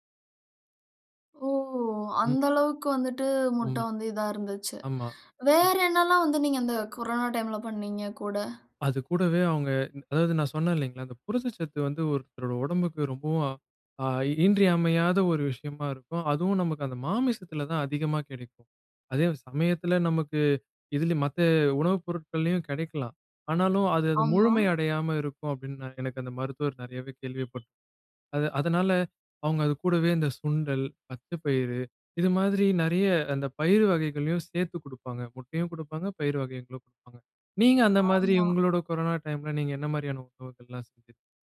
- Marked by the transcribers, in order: other noise; other background noise; horn
- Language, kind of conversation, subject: Tamil, podcast, உங்கள் உணவுப் பழக்கத்தில் ஒரு எளிய மாற்றம் செய்து பார்த்த அனுபவத்தைச் சொல்ல முடியுமா?